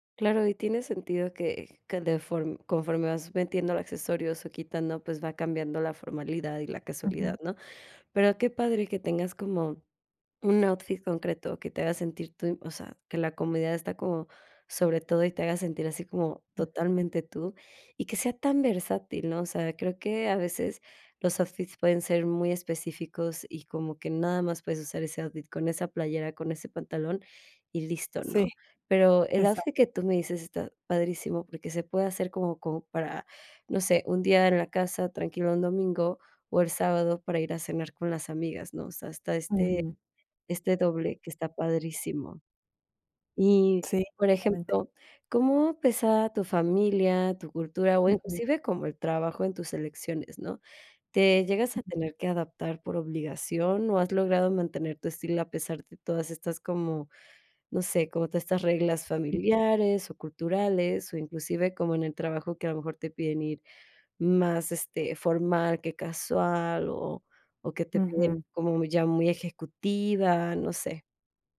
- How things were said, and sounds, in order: other noise
- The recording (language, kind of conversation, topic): Spanish, podcast, ¿Qué te hace sentir auténtico al vestirte?